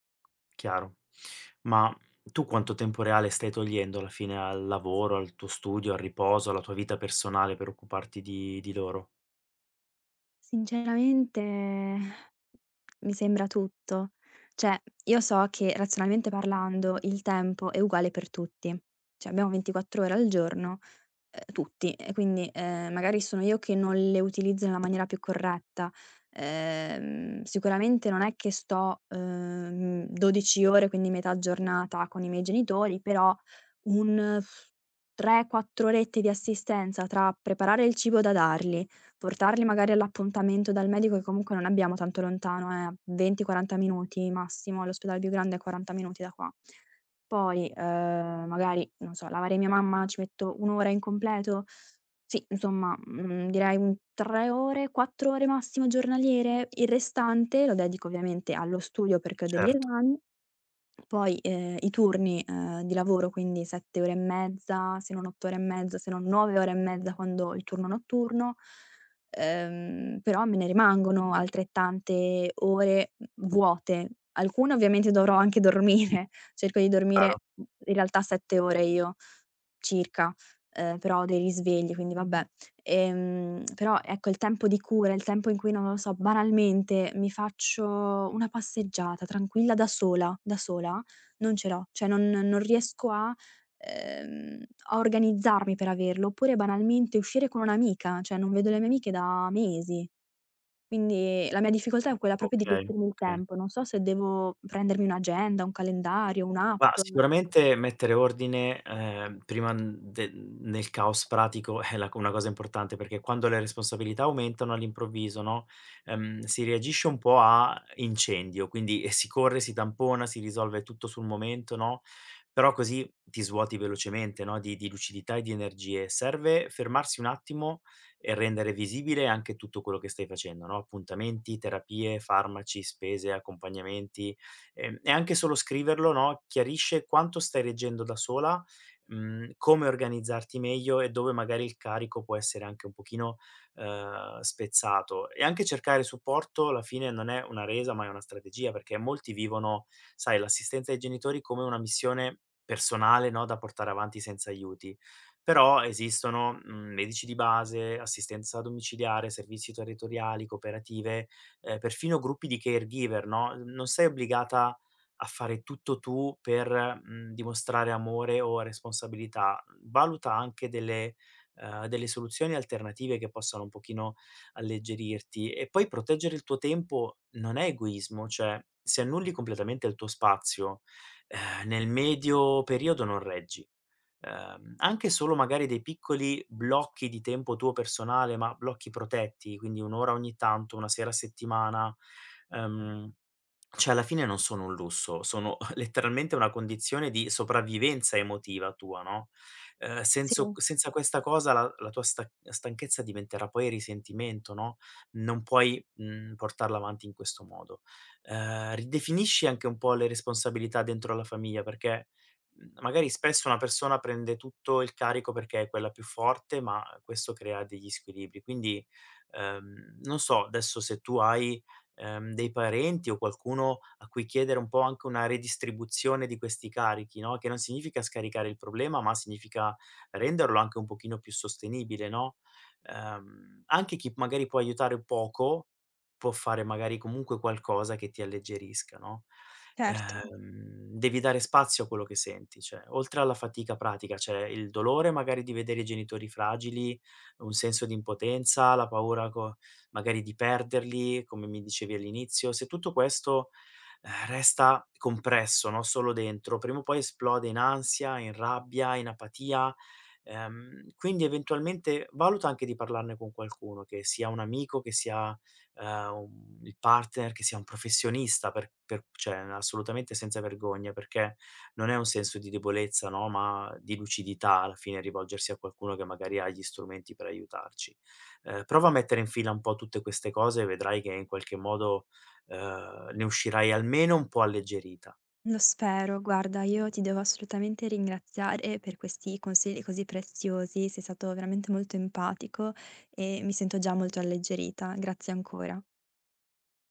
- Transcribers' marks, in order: tapping; exhale; other background noise; lip trill; "cioè" said as "ceh"; "proprio" said as "propio"; laughing while speaking: "è"; chuckle
- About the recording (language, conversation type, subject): Italian, advice, Come ti stanno influenzando le responsabilità crescenti nel prenderti cura dei tuoi genitori anziani malati?